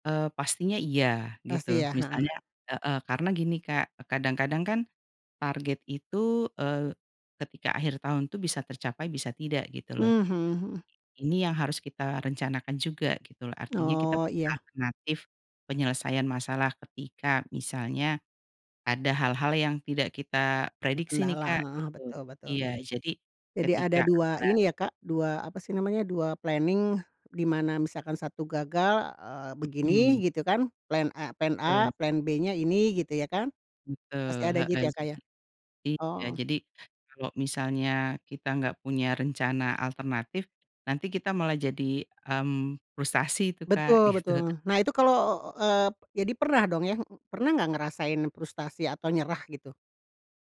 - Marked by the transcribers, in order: other background noise; in English: "planning"; laughing while speaking: "gitu"; tapping
- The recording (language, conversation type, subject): Indonesian, podcast, Apa yang kamu lakukan agar rencana jangka panjangmu tidak hanya menjadi angan-angan?